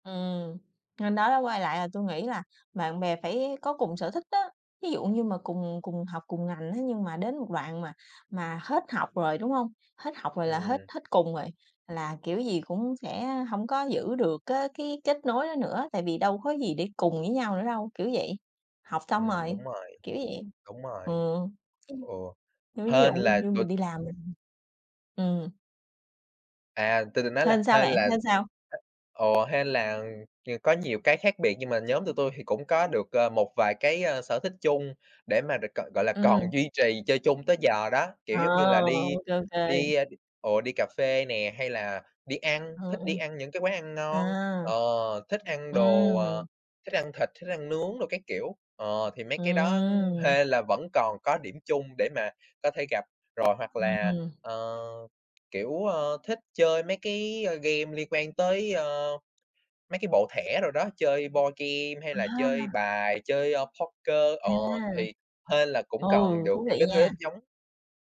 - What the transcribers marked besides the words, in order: tapping; other background noise; laughing while speaking: "còn duy trì"; in English: "boardgame"; in English: "poker"
- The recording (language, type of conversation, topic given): Vietnamese, unstructured, Bạn cảm thấy thế nào khi chia sẻ sở thích của mình với bạn bè?